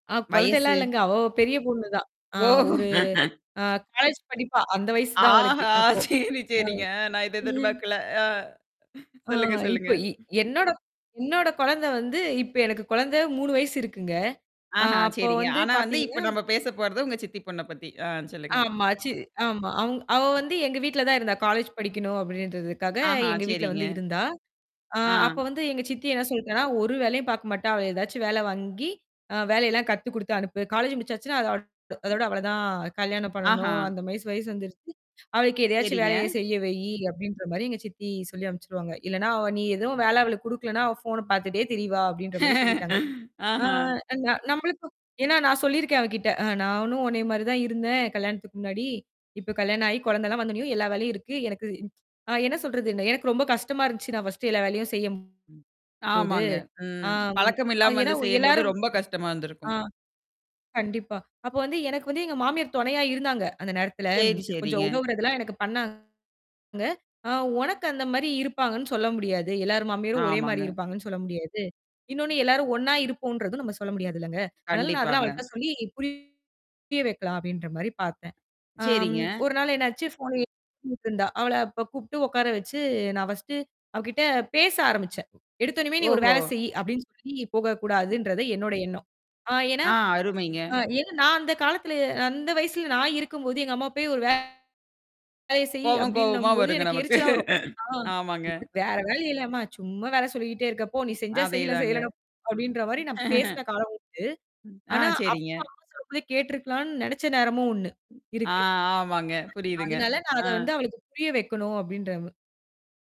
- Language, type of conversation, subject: Tamil, podcast, வீட்டு வேலைகளில் குழந்தைகள் பங்கேற்கும்படி நீங்கள் எப்படிச் செய்வீர்கள்?
- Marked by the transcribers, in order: static; tapping; laugh; drawn out: "ஒரு"; other background noise; laughing while speaking: "ஆஹா! சரி, சரிங்க. அ நான் இத எதிர்பாக்கல. ஆ சொல்லுங்க, சொல்லுங்க"; other noise; mechanical hum; unintelligible speech; laugh; distorted speech; unintelligible speech; in English: "ஃபர்ஸ்ட்டு"; chuckle; chuckle; unintelligible speech